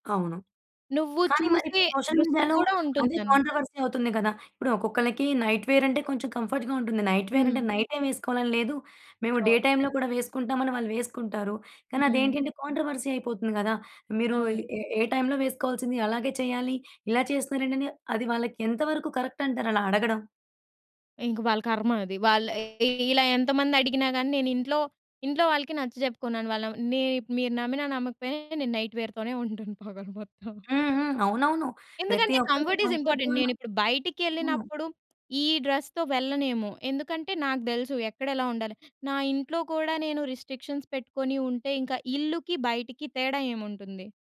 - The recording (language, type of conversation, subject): Telugu, podcast, సామాజిక మాధ్యమాల మీమ్స్ కథనాన్ని ఎలా బలపరుస్తాయో మీ అభిప్రాయం ఏమిటి?
- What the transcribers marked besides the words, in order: in English: "సోషల్ మీడియాలో"; in English: "కాంట్రవర్సీ"; in English: "నైట్"; in English: "కంఫర్ట్‌గా"; in English: "నైట్"; in English: "నైట్ టైమ్"; in English: "డే టైమ్‌లో"; in English: "కాంట్రవర్సీ"; in English: "టైమ్‌లో"; in English: "నైట్ వేర్‌తోనే"; laughing while speaking: "పగలు మొత్తం"; in English: "కంఫర్ట్ ఈజ్ ఇంపార్టెంట్"; in English: "కంఫర్ట్"; in English: "డ్రస్‌తో"; in English: "రిస్ట్రిక్షన్స్"